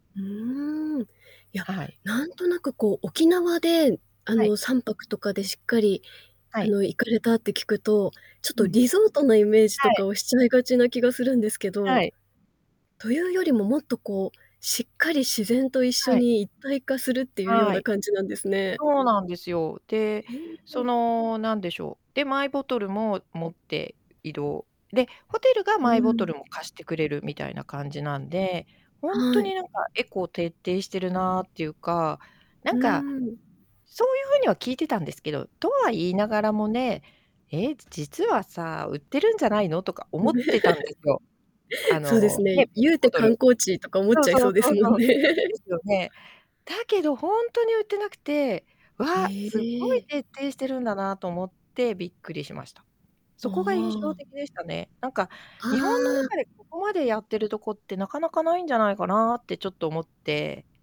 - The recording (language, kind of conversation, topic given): Japanese, podcast, 自然の中で最も印象に残っている体験は何ですか？
- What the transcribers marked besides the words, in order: static; laugh; laughing while speaking: "ですもんね"; distorted speech